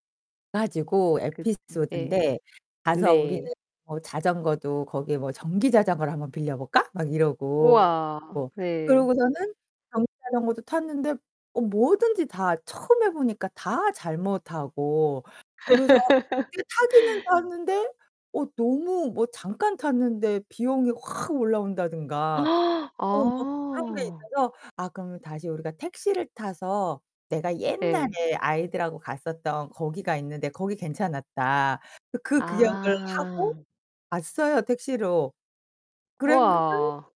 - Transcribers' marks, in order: distorted speech; laugh; unintelligible speech; gasp
- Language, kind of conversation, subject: Korean, podcast, 계획 없이 떠난 즉흥 여행 이야기를 들려주실 수 있나요?